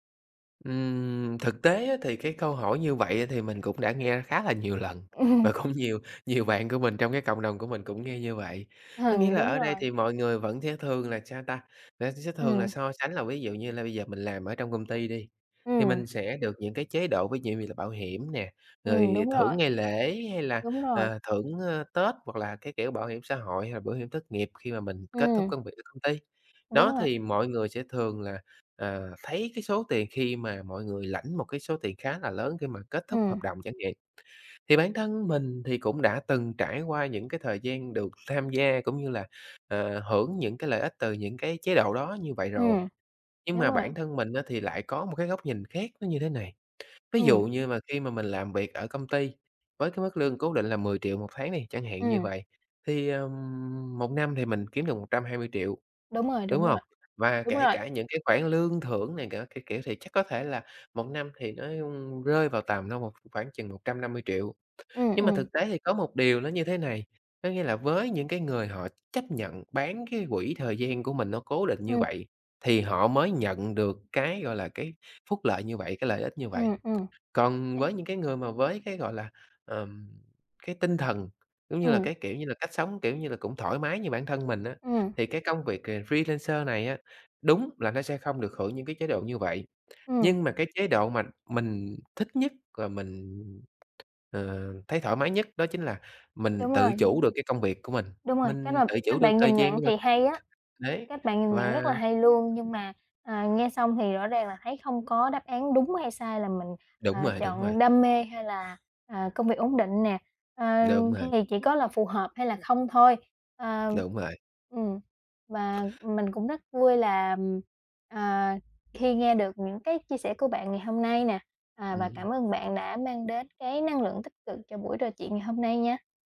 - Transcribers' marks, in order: other background noise; tapping; chuckle; laughing while speaking: "cũng nhiều nhiều bạn của mình"; chuckle; in English: "freelancer"
- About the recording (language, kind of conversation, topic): Vietnamese, podcast, Bạn nghĩ thế nào về việc theo đuổi đam mê hay chọn một công việc ổn định?